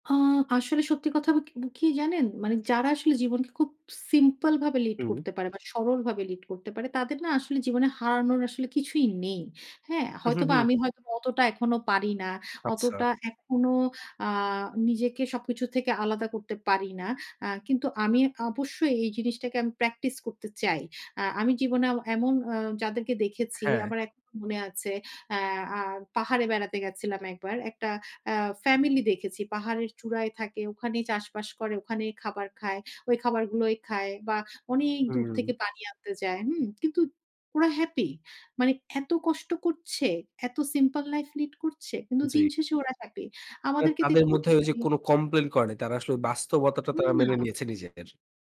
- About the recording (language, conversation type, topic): Bengali, podcast, কোন চলচ্চিত্রের চরিত্রটির সঙ্গে তোমার সবচেয়ে বেশি মিল খায়, আর কেন?
- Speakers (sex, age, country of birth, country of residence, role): female, 35-39, Bangladesh, Finland, guest; male, 60-64, Bangladesh, Bangladesh, host
- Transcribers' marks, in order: unintelligible speech